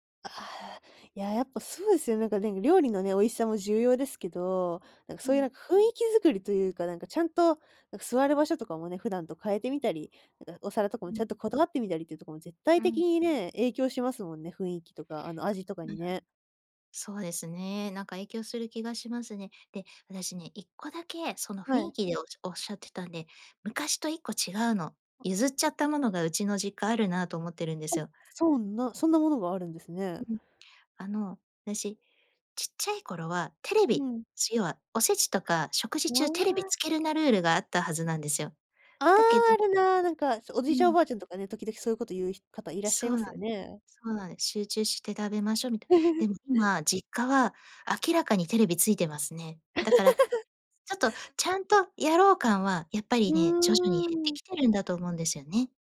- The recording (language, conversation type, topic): Japanese, podcast, 季節の行事や行事食で、あなたが特に大切にしていることは何ですか？
- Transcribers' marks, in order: tapping; giggle; laugh